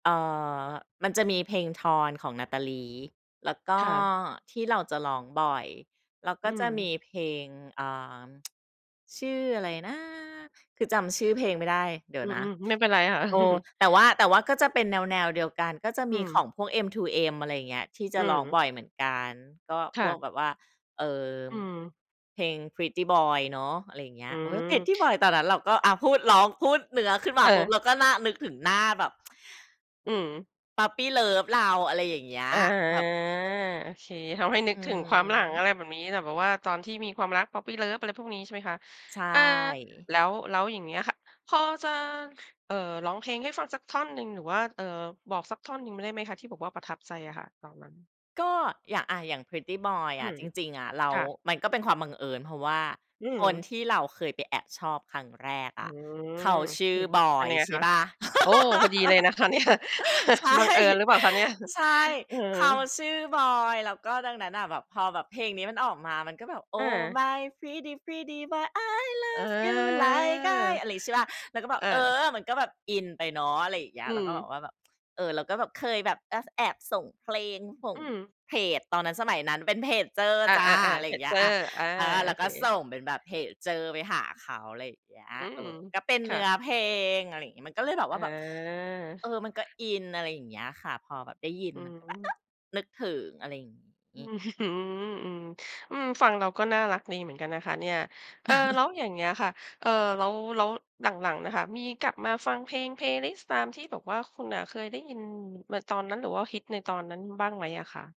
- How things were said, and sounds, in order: tsk; chuckle; other background noise; tsk; drawn out: "อ๋อ"; in English: "Poppy Love"; laugh; laughing while speaking: "ใช่"; chuckle; laughing while speaking: "เนี่ย"; laugh; chuckle; singing: "Oh my pretty pretty boy I love you like I"; drawn out: "เออ"; drawn out: "อา"; stressed: "เออ"; laughing while speaking: "อื้อฮือ"; chuckle
- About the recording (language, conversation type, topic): Thai, podcast, ดนตรีกับความทรงจำของคุณเกี่ยวพันกันอย่างไร?